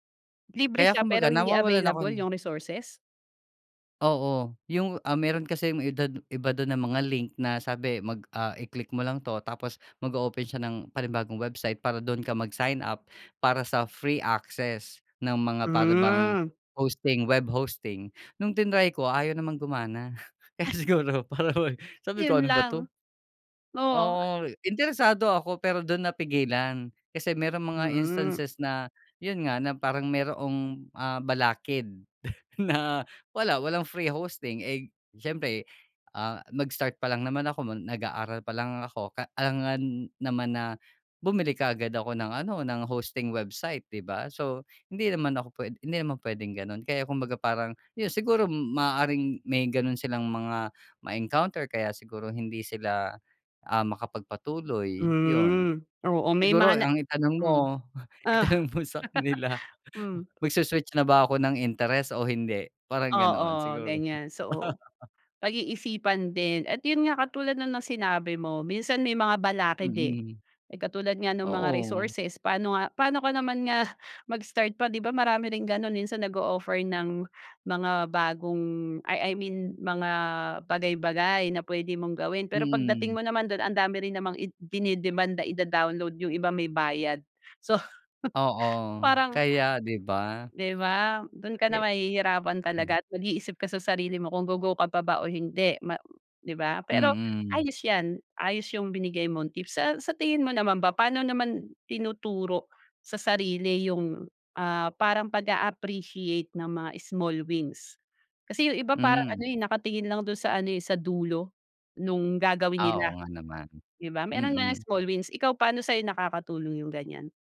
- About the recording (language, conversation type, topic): Filipino, podcast, Ano ang pinaka-praktikal na tip para magsimula sa bagong kasanayan?
- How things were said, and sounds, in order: tapping; laughing while speaking: "siguro para bang"; laughing while speaking: "na"; laughing while speaking: "itanong mo sa kanila"; laugh; laugh; laughing while speaking: "nga"; chuckle; other background noise